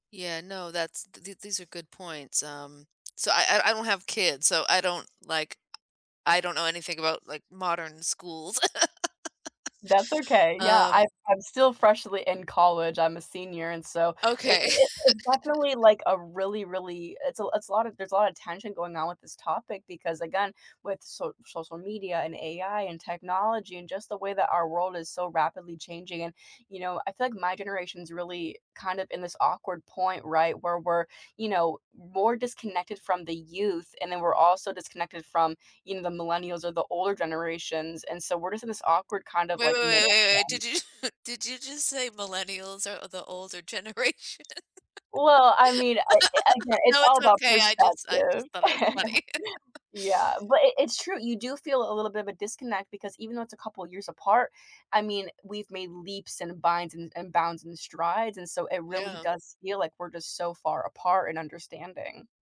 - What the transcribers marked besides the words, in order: laugh; laugh; laughing while speaking: "you"; chuckle; laughing while speaking: "generation? No, it's okay, I just I just thought it was funny"; other background noise; laugh; chuckle; laugh
- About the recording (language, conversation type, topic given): English, unstructured, Should schools teach more about mental health?
- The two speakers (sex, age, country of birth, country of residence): female, 20-24, United States, United States; female, 40-44, United States, United States